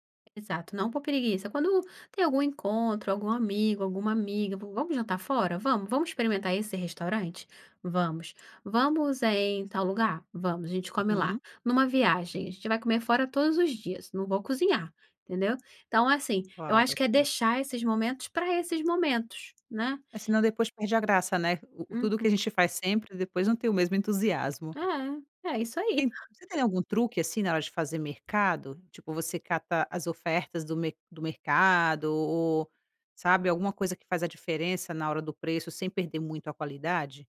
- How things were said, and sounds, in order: tapping
- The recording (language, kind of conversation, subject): Portuguese, podcast, Como comer bem com pouco dinheiro?